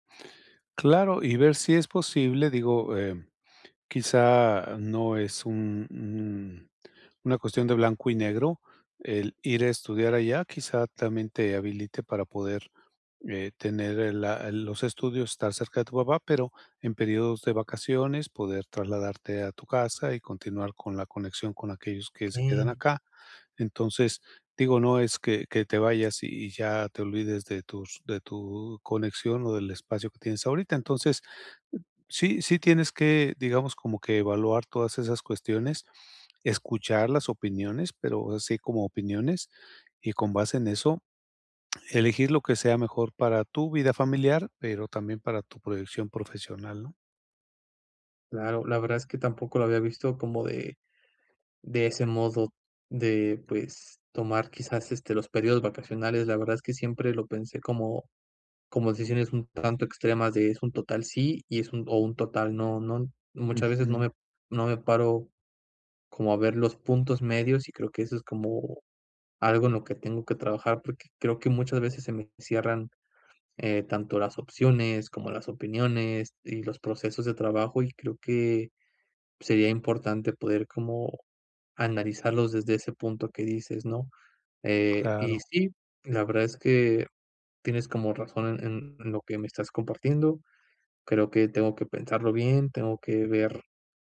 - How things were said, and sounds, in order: none
- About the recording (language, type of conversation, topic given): Spanish, advice, ¿Cómo decido si pedir consejo o confiar en mí para tomar una decisión importante?